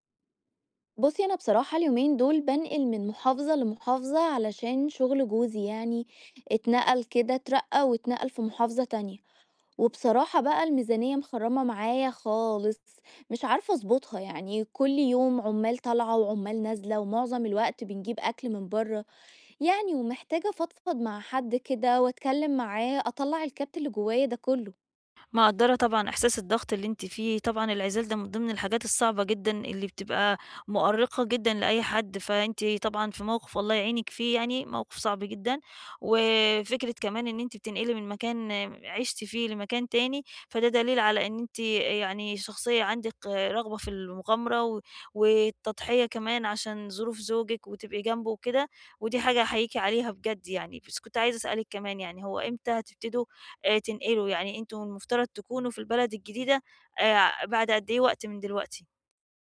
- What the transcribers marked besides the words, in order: none
- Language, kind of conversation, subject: Arabic, advice, إزاي أنظم ميزانيتي وأدير وقتي كويس خلال فترة الانتقال؟